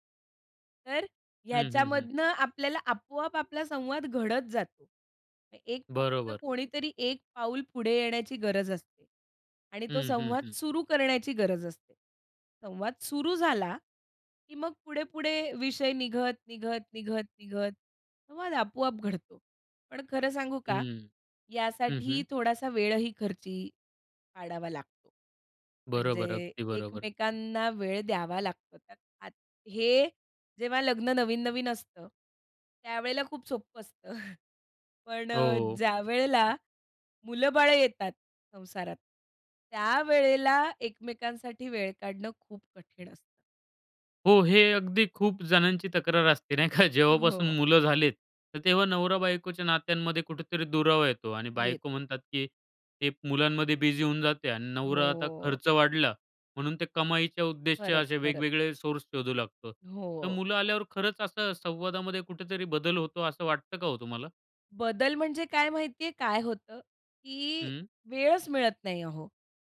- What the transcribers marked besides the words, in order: laughing while speaking: "असतं"; joyful: "पण अ, ज्यावेळेला मुलं-बाळं येतात"; laughing while speaking: "नाही का?"; in English: "बिझी"; drawn out: "हो"; in English: "सोर्स"; anticipating: "तर मुलं आल्यावर खरंच असं … का हो तुम्हाला?"
- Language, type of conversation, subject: Marathi, podcast, साथीदाराशी संवाद सुधारण्यासाठी कोणते सोपे उपाय सुचवाल?